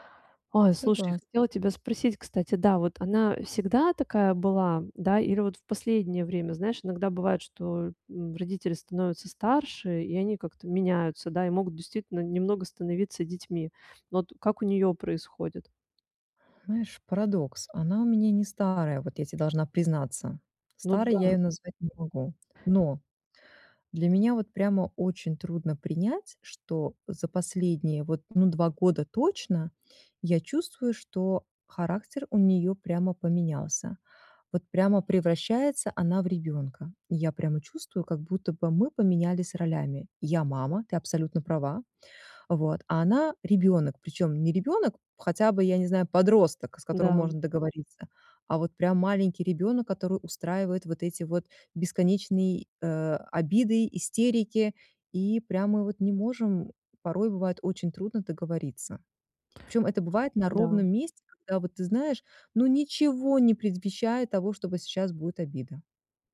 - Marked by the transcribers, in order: other background noise
- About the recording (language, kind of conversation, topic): Russian, advice, Как мне развить устойчивость к эмоциональным триггерам и спокойнее воспринимать критику?